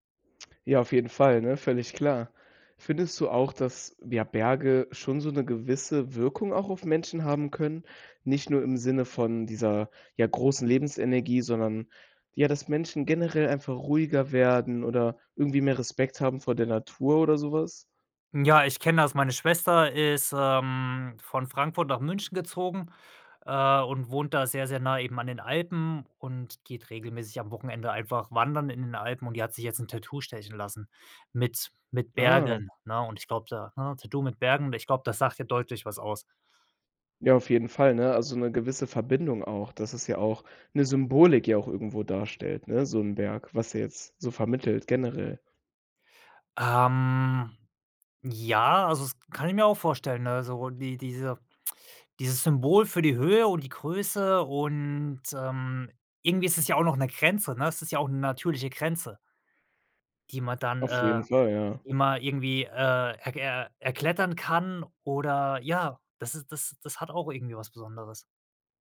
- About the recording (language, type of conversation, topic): German, podcast, Was fasziniert dich mehr: die Berge oder die Küste?
- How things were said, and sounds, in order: drawn out: "Ähm, ja"